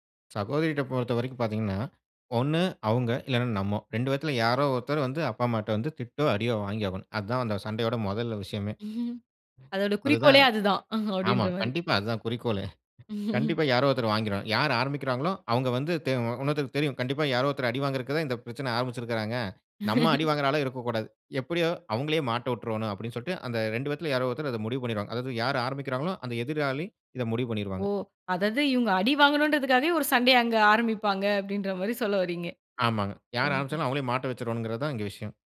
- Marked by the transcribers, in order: other background noise; chuckle; laughing while speaking: "அப்பிடின்றமாரி"; chuckle; laugh; other noise
- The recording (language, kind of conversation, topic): Tamil, podcast, சண்டை முடிந்த பிறகு உரையாடலை எப்படி தொடங்குவது?